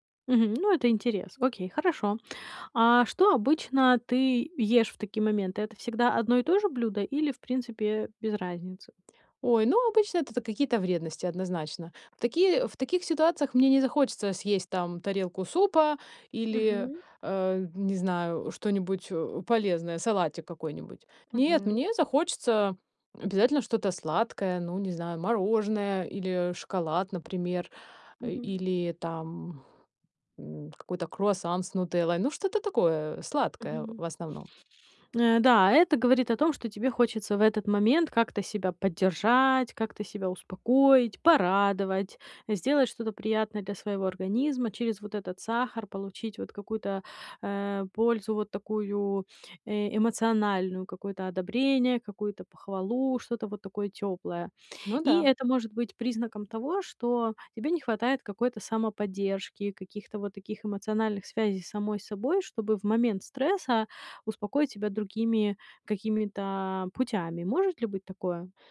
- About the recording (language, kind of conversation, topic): Russian, advice, Как можно справляться с эмоциями и успокаиваться без еды и телефона?
- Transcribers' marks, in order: none